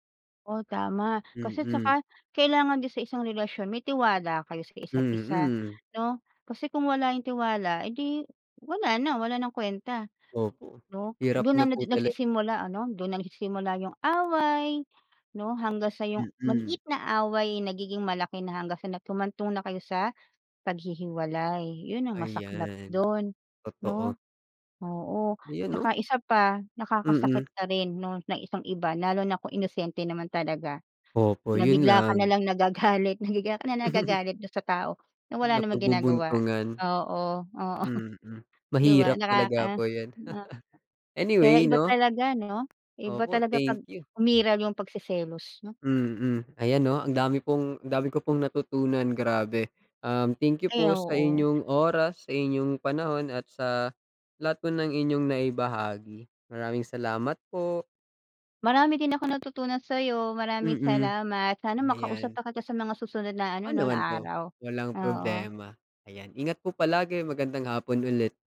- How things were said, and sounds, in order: other background noise; tapping; stressed: "maliit"; giggle; chuckle; chuckle
- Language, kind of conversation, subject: Filipino, unstructured, Ano ang epekto ng labis na selos sa isang relasyon?